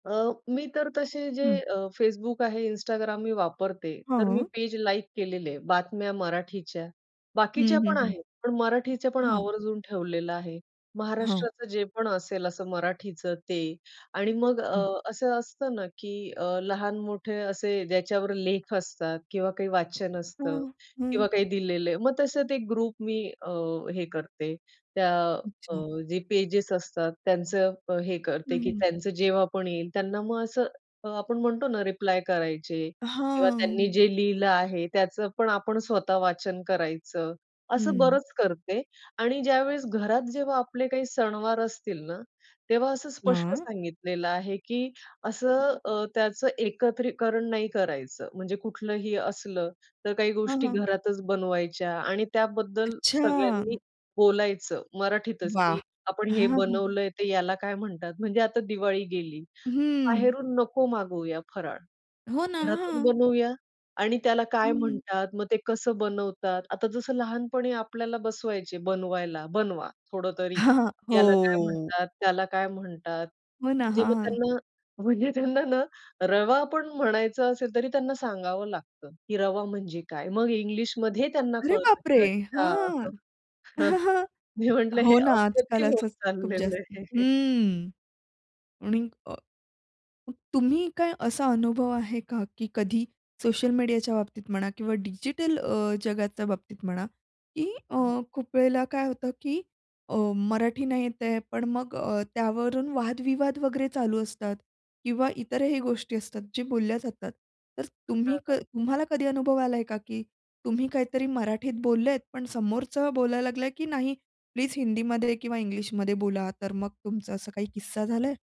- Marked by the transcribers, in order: other background noise; other noise; in English: "ग्रुप"; drawn out: "हां"; laughing while speaking: "हां, हां"; laughing while speaking: "हां"; drawn out: "हो"; laughing while speaking: "म्हणजे त्यांना ना"; surprised: "अरे बापरे!"; chuckle; laughing while speaking: "हे अप्रतिम होत चाललेलं आहे"; chuckle
- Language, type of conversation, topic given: Marathi, podcast, भविष्यात मराठी भाषा जपण्यासाठी आपण काय करायला हवे?